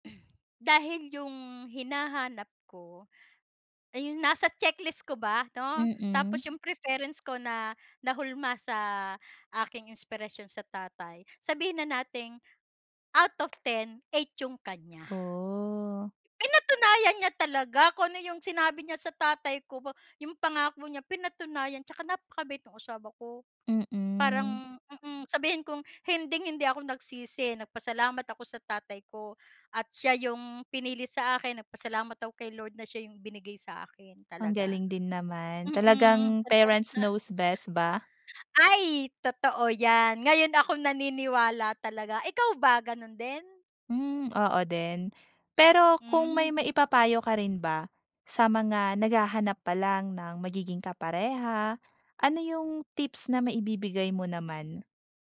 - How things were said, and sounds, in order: throat clearing; gasp; in English: "checklist"; in English: "preference"; gasp; in English: "out of ten"; other background noise; in English: "parents knows best"; in English: "advance"; other noise; in English: "tips"
- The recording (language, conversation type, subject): Filipino, podcast, Ano ang pinakamahalaga sa iyo kapag pumipili ka ng kapareha?